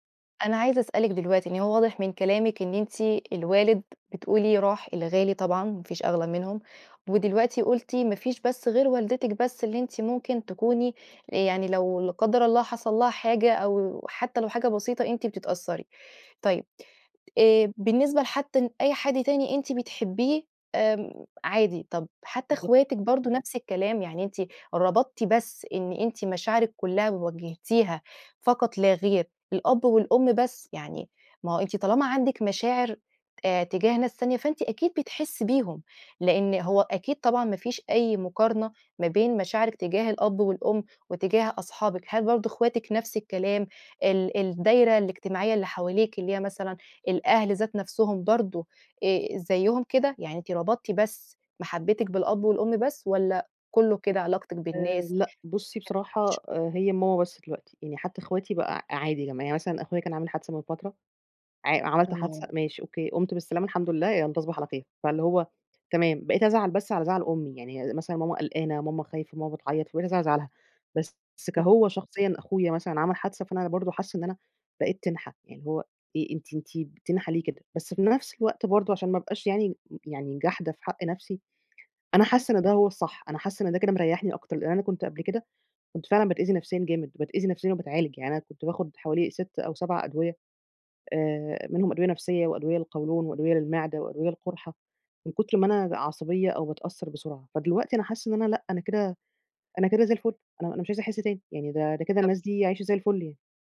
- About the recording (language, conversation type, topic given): Arabic, advice, هو إزاي بتوصف إحساسك بالخدر العاطفي أو إنك مش قادر تحس بمشاعرك؟
- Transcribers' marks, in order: background speech; unintelligible speech